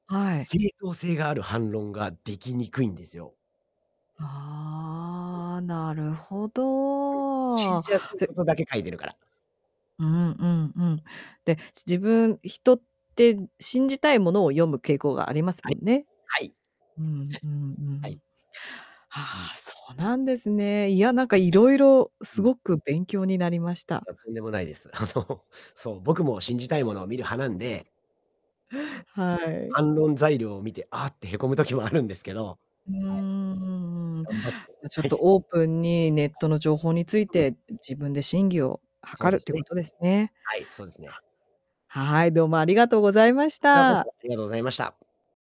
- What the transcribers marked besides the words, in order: static; distorted speech; chuckle; other background noise; laughing while speaking: "あの"; laughing while speaking: "へこむ時もあるんですけど"; tapping
- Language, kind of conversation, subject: Japanese, podcast, ネット上の情報の真偽はどのように見分けていますか？